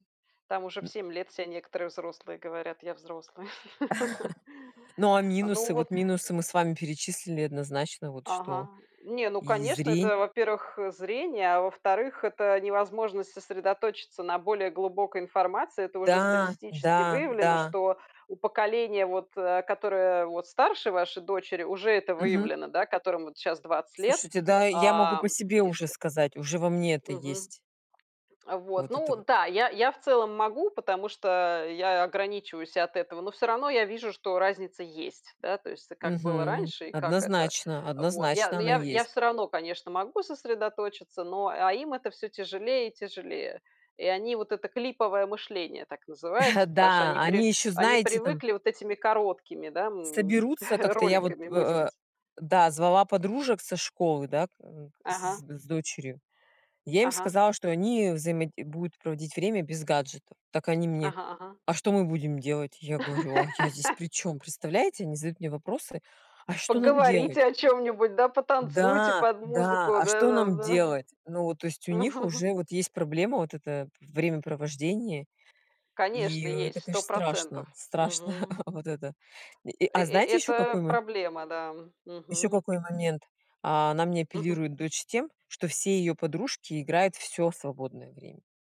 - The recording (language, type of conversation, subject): Russian, unstructured, Как вы считаете, стоит ли ограничивать время, которое дети проводят за гаджетами?
- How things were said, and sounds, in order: chuckle; other background noise; tapping; chuckle; chuckle; laugh; chuckle; laughing while speaking: "вот это"